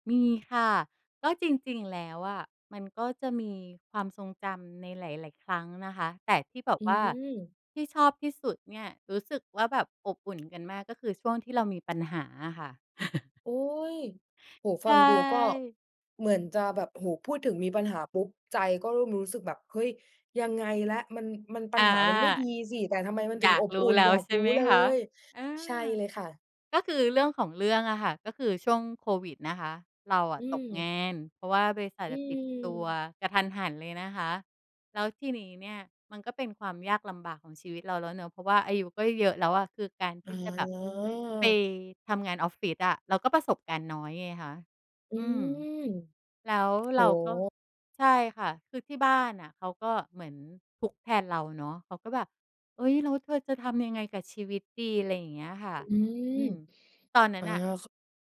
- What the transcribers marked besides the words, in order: tapping; chuckle
- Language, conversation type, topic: Thai, podcast, ความทรงจำในครอบครัวที่ทำให้คุณรู้สึกอบอุ่นใจที่สุดคืออะไร?